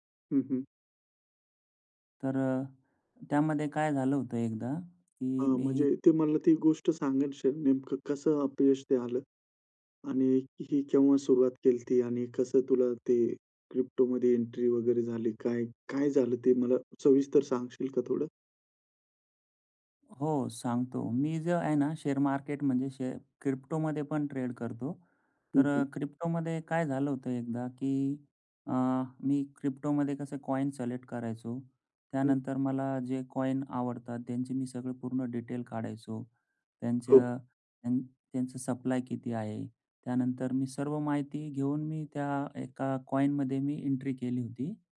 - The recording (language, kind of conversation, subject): Marathi, podcast, कामात अपयश आलं तर तुम्ही काय शिकता?
- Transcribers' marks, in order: in English: "शेअर"; in English: "ट्रेड"; in English: "कॉइन"; in English: "कॉइन"; in English: "डिटेल"; in English: "सप्लाय"; in English: "कॉइनमध्ये"; in English: "एंट्री"